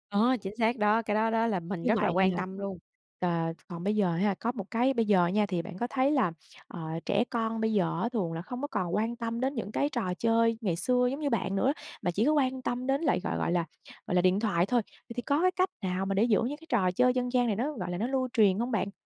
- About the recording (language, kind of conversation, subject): Vietnamese, podcast, Bạn nhớ trò chơi tuổi thơ nào vẫn truyền cảm hứng cho bạn?
- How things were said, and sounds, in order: none